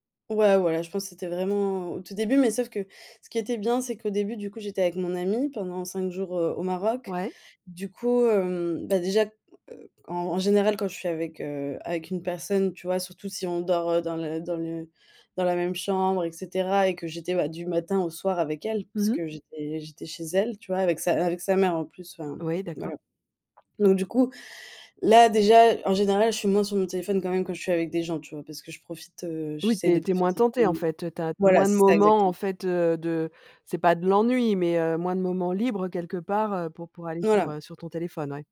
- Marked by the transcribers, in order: stressed: "sauf"; other background noise; stressed: "l'ennui"
- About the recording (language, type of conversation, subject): French, podcast, Peux-tu nous raconter une détox numérique qui a vraiment fonctionné pour toi ?